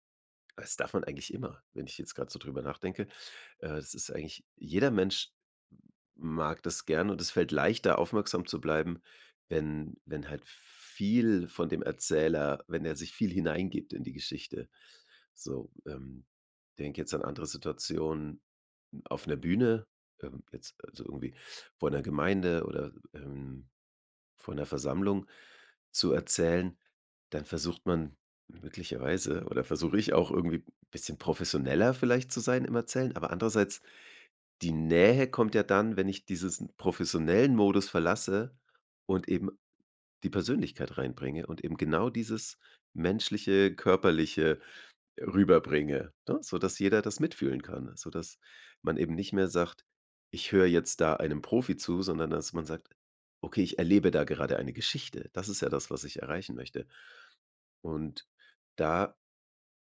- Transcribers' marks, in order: "dieses" said as "diesen"
- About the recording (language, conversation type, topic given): German, podcast, Wie baust du Nähe auf, wenn du eine Geschichte erzählst?
- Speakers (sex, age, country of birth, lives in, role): male, 20-24, Germany, Germany, host; male, 35-39, Germany, Germany, guest